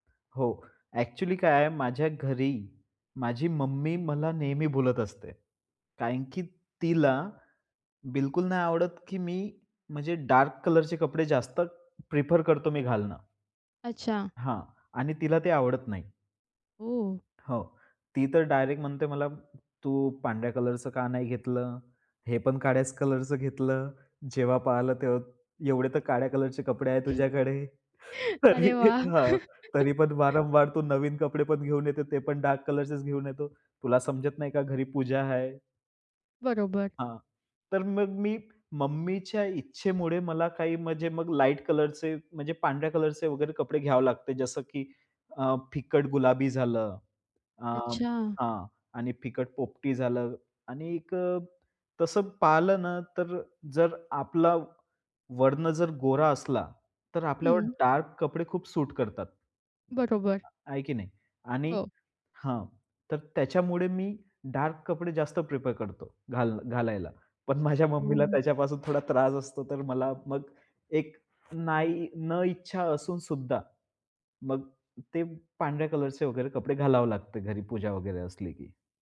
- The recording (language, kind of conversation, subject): Marathi, podcast, सण-उत्सवांमध्ये तुम्ही तुमची वेशभूषा आणि एकूण लूक कसा बदलता?
- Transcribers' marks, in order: in English: "डार्क"; in English: "प्रिफर"; laughing while speaking: "अरे वाह!"; laughing while speaking: "तरी, हां तरी पण, वारंवार … कलरचेच घेऊन येतो"; laugh; in English: "डार्क"; other background noise; in English: "डार्क"; in English: "प्रेफर"